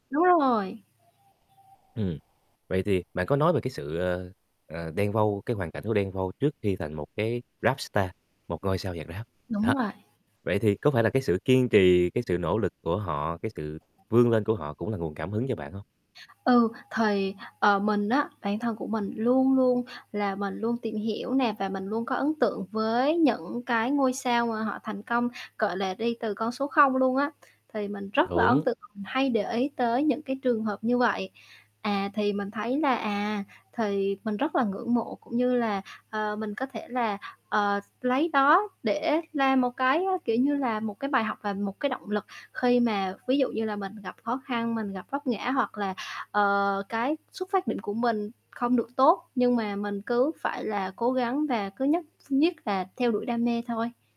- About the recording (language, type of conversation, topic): Vietnamese, podcast, Ca sĩ hoặc ban nhạc nào đã ảnh hưởng lớn đến bạn, và vì sao?
- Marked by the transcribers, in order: static; tapping; in English: "star"; other background noise; distorted speech; "nhất" said as "nhiết"